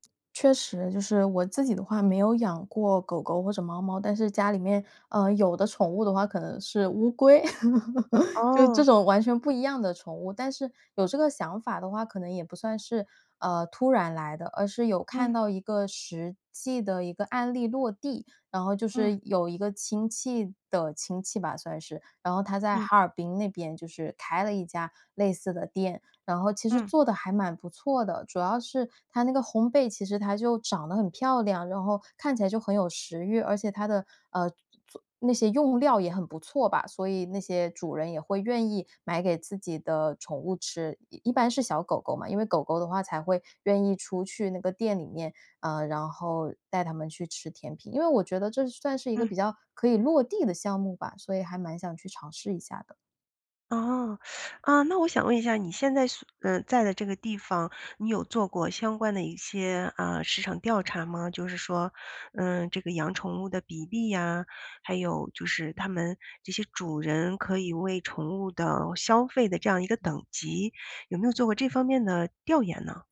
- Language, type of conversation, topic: Chinese, advice, 我因为害怕经济失败而不敢创业或投资，该怎么办？
- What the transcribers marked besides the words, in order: laugh; other background noise; teeth sucking